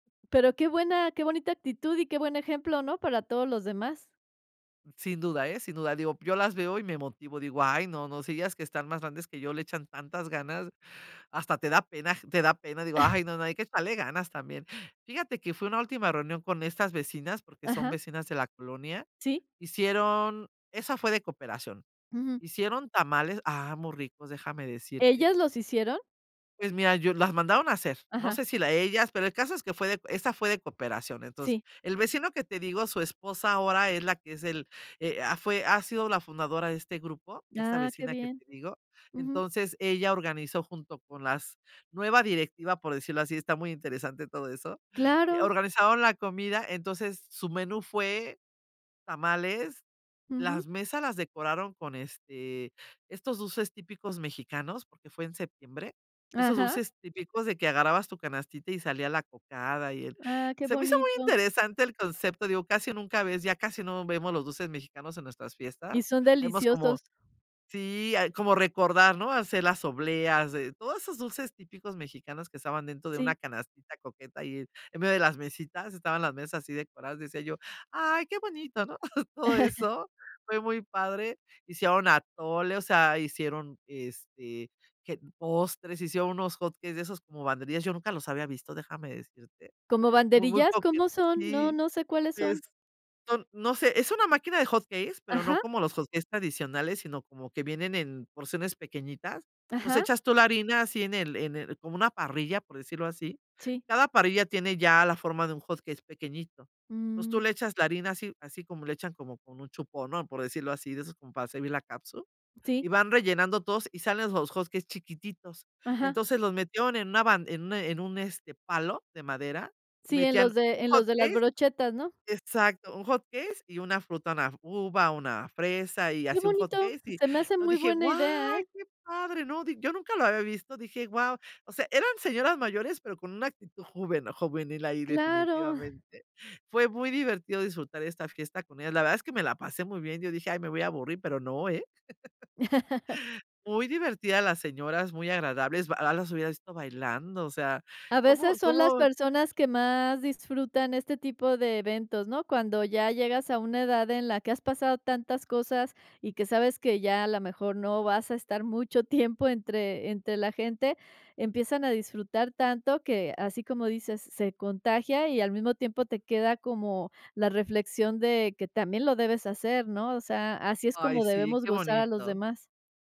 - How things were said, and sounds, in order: chuckle; other noise; giggle; laughing while speaking: "Todo eso"; "cake" said as "cakes"; "cake" said as "cakes"; "cake" said as "cakes"; laugh
- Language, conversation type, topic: Spanish, podcast, ¿Qué recuerdos tienes de comidas compartidas con vecinos o familia?